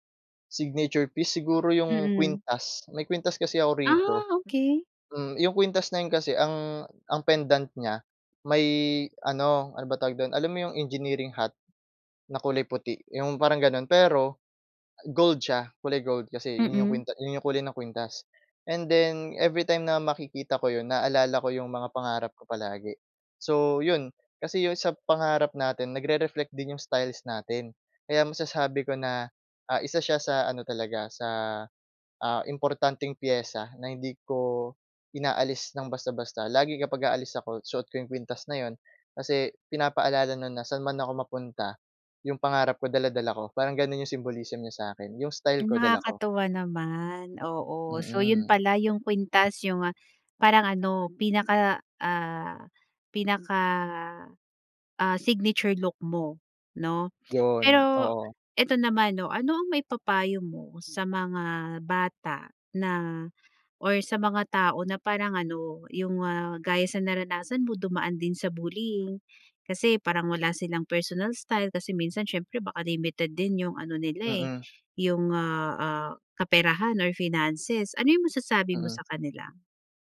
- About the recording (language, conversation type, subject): Filipino, podcast, Paano nagsimula ang personal na estilo mo?
- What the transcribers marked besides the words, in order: in English: "Signature piece"; in English: "engineering hat"; in English: "symbolism"; in English: "signature look"; in English: "personal style"